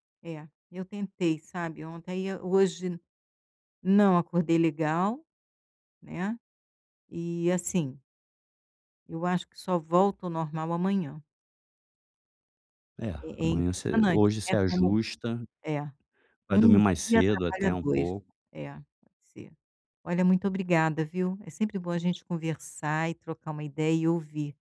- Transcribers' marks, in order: none
- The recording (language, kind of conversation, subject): Portuguese, advice, Como posso levantar cedo com mais facilidade?